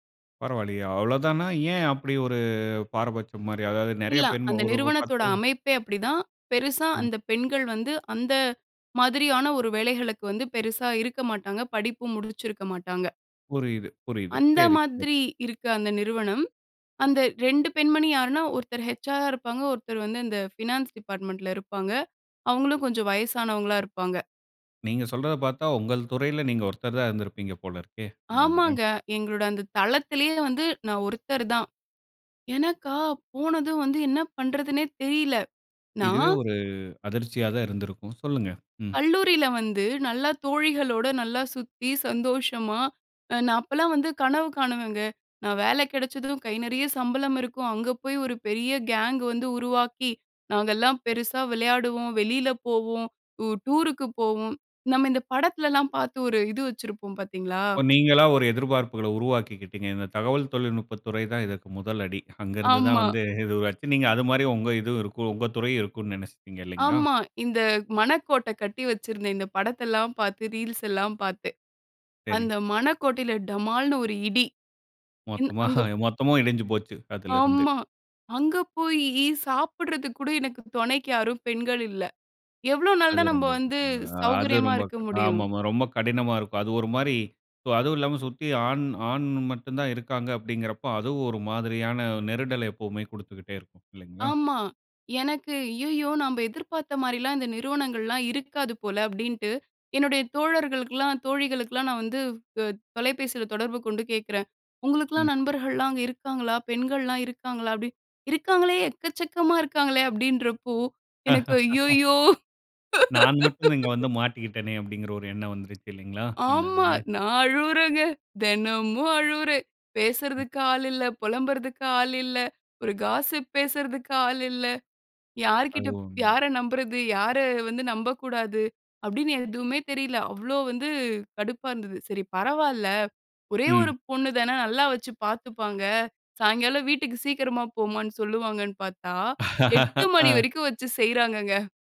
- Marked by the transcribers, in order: in English: "ஹெச்ஆர்ரா"; in English: "ஃபினான்ஸ் டிபார்ட்மென்ட்ல"; chuckle; laugh; laugh; other noise; in English: "காஸ்ஸிப்"; laugh
- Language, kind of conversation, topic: Tamil, podcast, உங்கள் முதல் வேலை அனுபவம் உங்கள் வாழ்க்கைக்கு இன்றும் எப்படி உதவுகிறது?